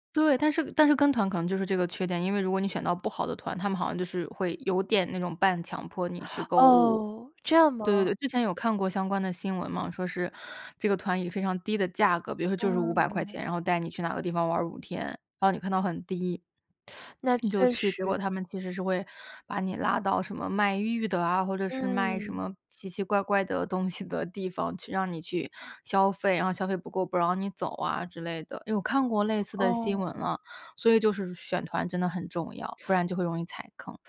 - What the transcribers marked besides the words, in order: none
- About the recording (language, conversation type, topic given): Chinese, podcast, 你更倾向于背包游还是跟团游，为什么？